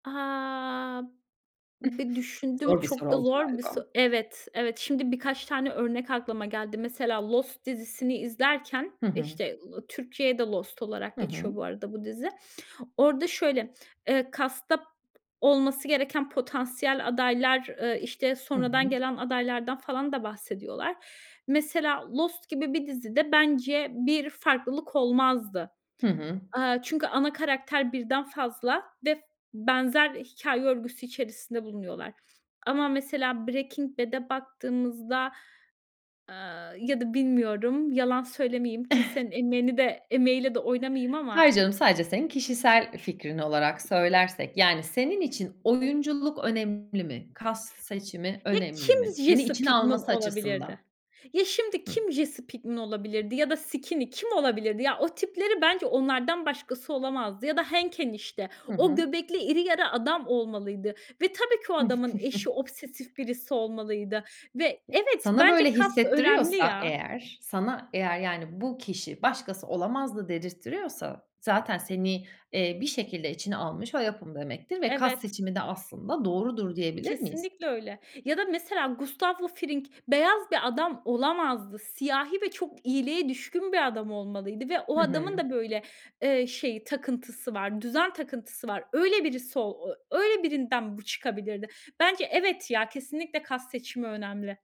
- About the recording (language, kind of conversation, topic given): Turkish, podcast, Hayatını en çok etkileyen kitap, film ya da şarkı hangisi?
- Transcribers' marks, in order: drawn out: "Ha"; chuckle; in English: "cast'ta"; other background noise; chuckle; tapping; in English: "Cast"; chuckle; in English: "cast"; in English: "cast"; in English: "cast"